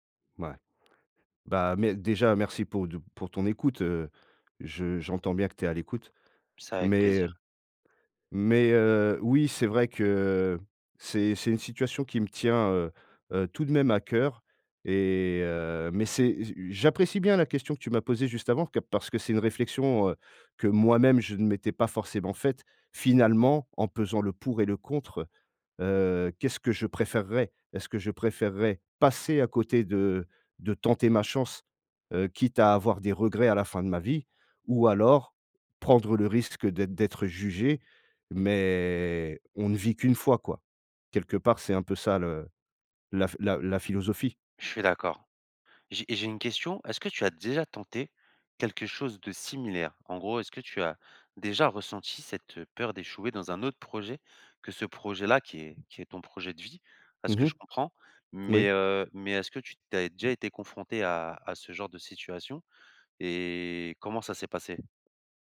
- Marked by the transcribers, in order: stressed: "passer"; drawn out: "Mais"; tapping
- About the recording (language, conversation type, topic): French, advice, Comment dépasser la peur d’échouer qui m’empêche de lancer mon projet ?